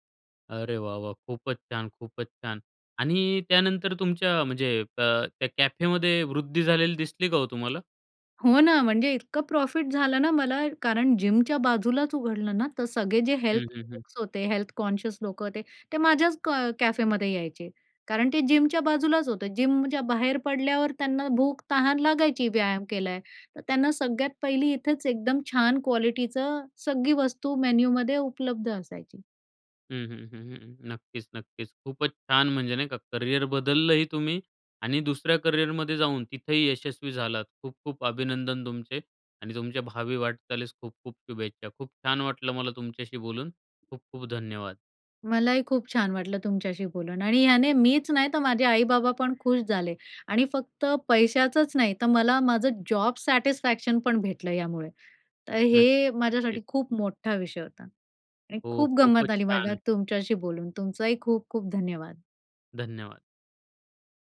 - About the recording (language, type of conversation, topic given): Marathi, podcast, करिअर बदलताना तुला सगळ्यात मोठी भीती कोणती वाटते?
- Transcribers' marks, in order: in English: "प्रॉफिट"; in English: "जिमच्या"; in English: "हेल्थ"; unintelligible speech; in English: "हेल्थ कॉन्शियस"; in English: "जिमच्या"; in English: "जिमच्या"; in English: "क्वालिटीचं"; in English: "मेन्यूमध्ये"; other background noise; in English: "सॅटिस्फॅक्शन"